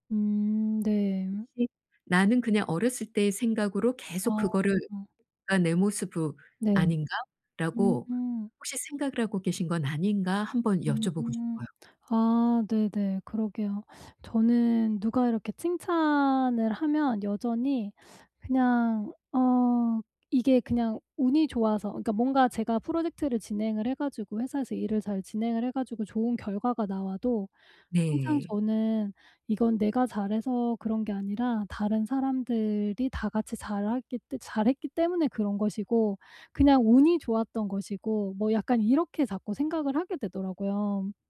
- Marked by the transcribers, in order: teeth sucking; teeth sucking
- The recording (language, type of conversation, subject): Korean, advice, 자기의심을 줄이고 자신감을 키우려면 어떻게 해야 하나요?